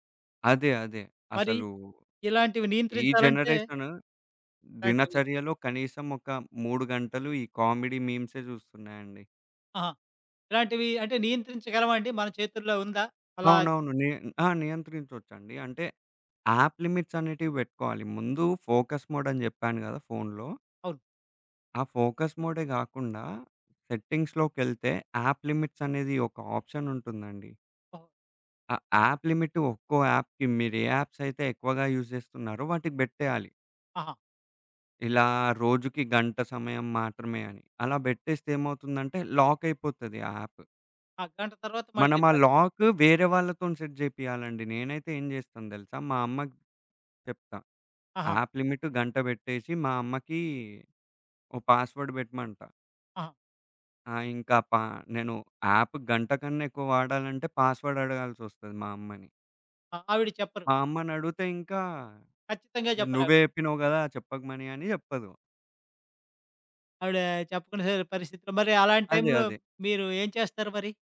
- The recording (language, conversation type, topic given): Telugu, podcast, దృష్టి నిలబెట్టుకోవడానికి మీరు మీ ఫోన్ వినియోగాన్ని ఎలా నియంత్రిస్తారు?
- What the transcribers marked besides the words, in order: in English: "కామిడీ"; in English: "యాప్"; in English: "ఫోకస్"; in English: "ఫోకస్"; in English: "సెట్టింగ్స్‌లోకెళ్తే యాప్"; in English: "యాప్"; in English: "యాప్‌కి"; in English: "యూజ్"; in English: "యాప్"; in English: "సెట్"; in English: "యాప్"; in English: "పాస్‌వర్డ్"; in English: "యాప్"; in English: "పాస్‌వర్డ్"